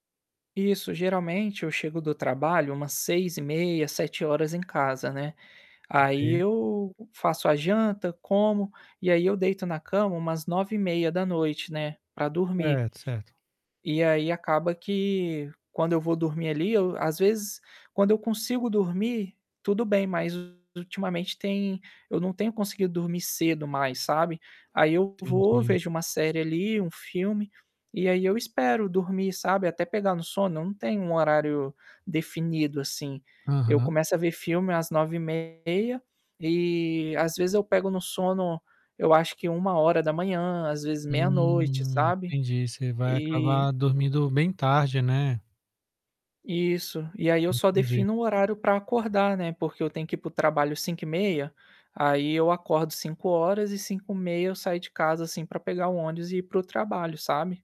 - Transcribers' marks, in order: distorted speech
- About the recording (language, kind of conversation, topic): Portuguese, advice, Como os seus pesadelos frequentes afetam o seu humor e a sua recuperação durante o dia?
- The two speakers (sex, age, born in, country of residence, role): male, 25-29, Brazil, Spain, user; male, 35-39, Brazil, France, advisor